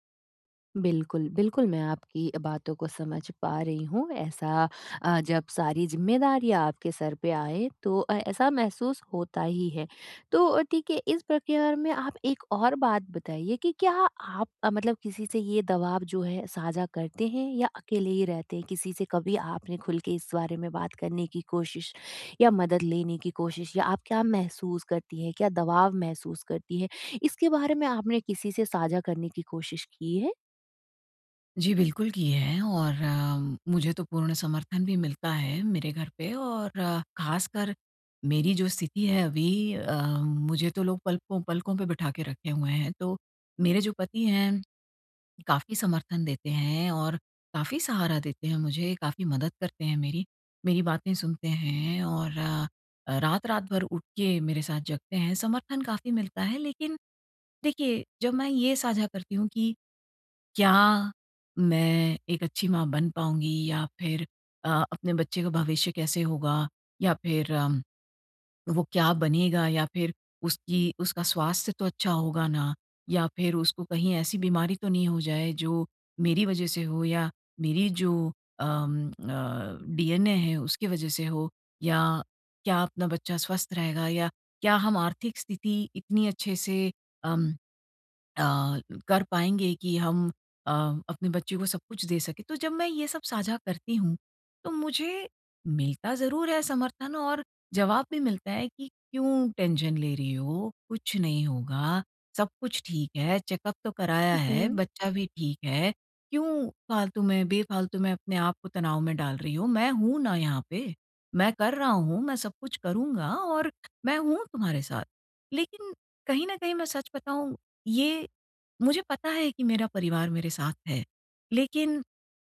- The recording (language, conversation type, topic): Hindi, advice, सफलता के दबाव से निपटना
- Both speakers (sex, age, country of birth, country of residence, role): female, 30-34, India, India, advisor; female, 45-49, India, India, user
- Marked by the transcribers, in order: in English: "टेंशन"; in English: "चेकअप"